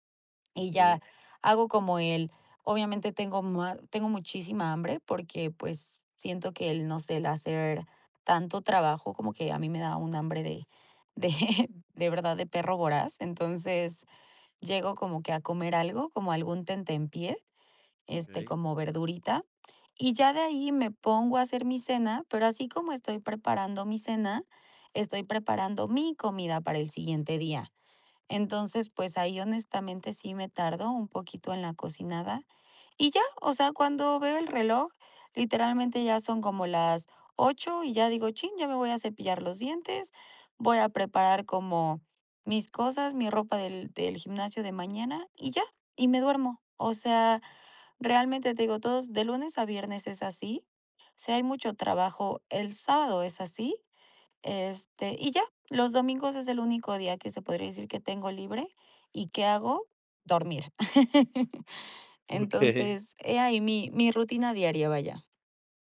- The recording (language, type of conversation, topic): Spanish, advice, ¿Cómo puedo encontrar tiempo para mis hobbies y para el ocio?
- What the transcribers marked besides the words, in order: laughing while speaking: "de"; chuckle; laughing while speaking: "Okey"